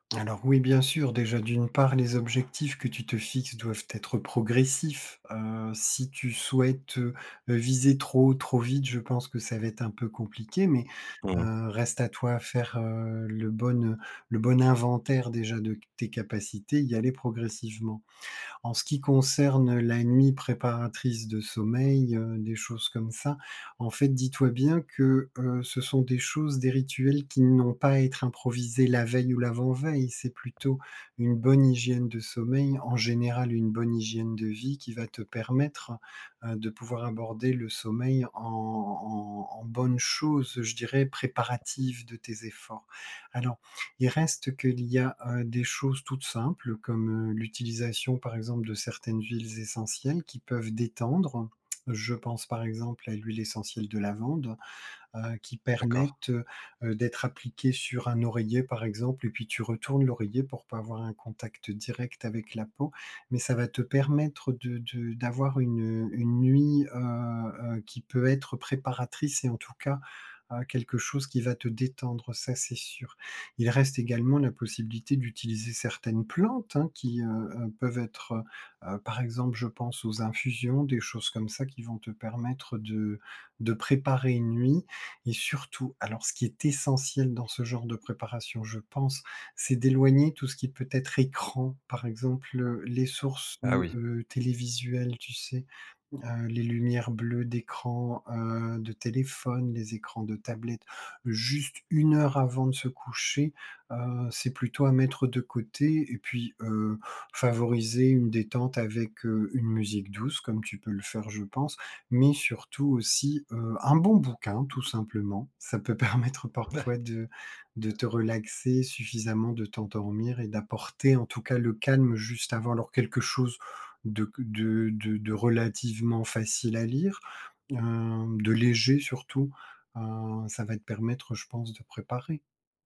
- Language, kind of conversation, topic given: French, advice, Comment décririez-vous votre anxiété avant une course ou un événement sportif ?
- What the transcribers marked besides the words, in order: other background noise; tongue click; stressed: "plantes"; stressed: "essentiel"; stressed: "juste"; stressed: "un bon bouquin"; chuckle; tapping; chuckle